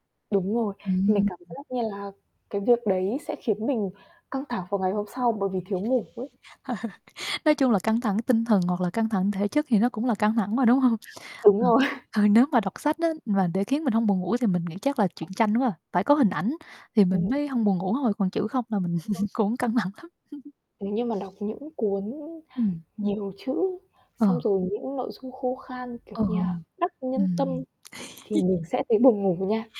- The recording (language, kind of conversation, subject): Vietnamese, unstructured, Bạn thường làm gì khi cảm thấy căng thẳng?
- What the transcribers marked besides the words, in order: distorted speech; tapping; other background noise; chuckle; laughing while speaking: "hông?"; laughing while speaking: "rồi"; unintelligible speech; laugh; laughing while speaking: "cũng căng thẳng lắm"; chuckle; static; chuckle